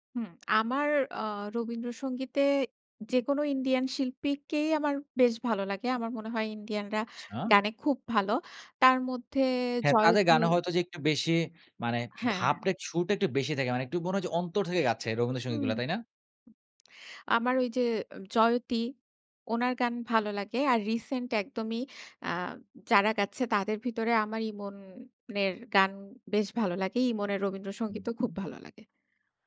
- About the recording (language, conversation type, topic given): Bengali, podcast, তুমি তোমার জীবনের সাউন্ডট্র্যাককে কীভাবে বর্ণনা করবে?
- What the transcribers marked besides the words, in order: none